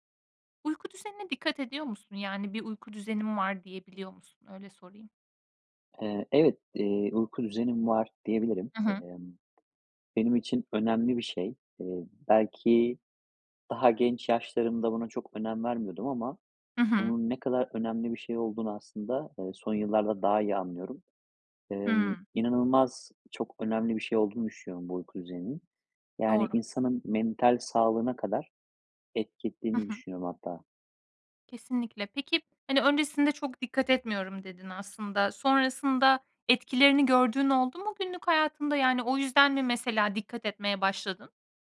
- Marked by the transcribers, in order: tapping
- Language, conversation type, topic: Turkish, podcast, Uyku düzeninin zihinsel sağlığa etkileri nelerdir?